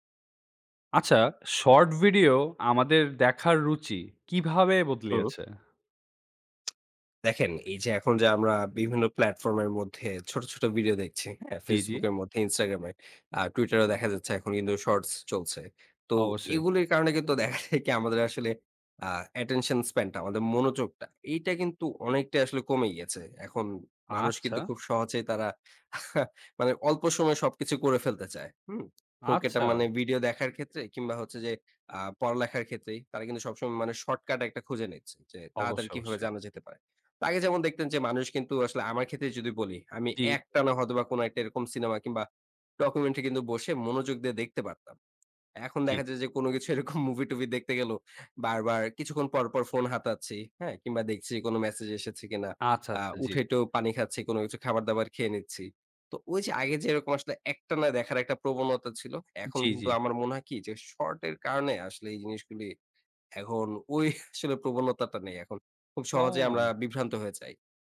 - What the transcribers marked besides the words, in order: other noise; laughing while speaking: "দেখা যায়"; chuckle; tapping; laughing while speaking: "এরকম মুভি-টুভি"; laughing while speaking: "ঐ"
- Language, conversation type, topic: Bengali, podcast, ক্ষুদ্রমেয়াদি ভিডিও আমাদের দেখার পছন্দকে কীভাবে বদলে দিয়েছে?